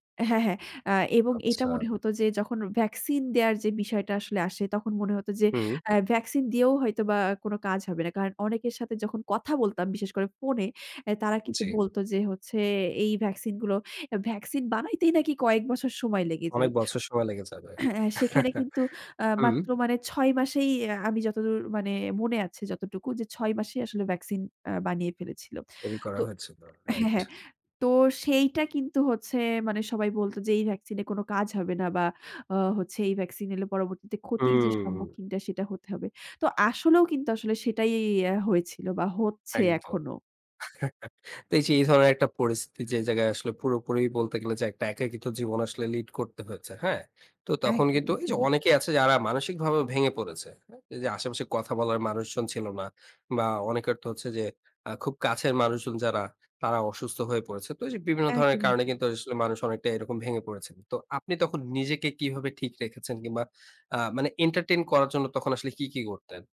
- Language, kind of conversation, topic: Bengali, podcast, কঠিন সময়ে আপনি কীভাবে টিকে থাকতে শিখেছেন?
- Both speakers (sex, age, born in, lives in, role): female, 45-49, Bangladesh, Bangladesh, guest; male, 60-64, Bangladesh, Bangladesh, host
- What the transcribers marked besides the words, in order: throat clearing; chuckle; chuckle; in English: "এন্টারটেইন"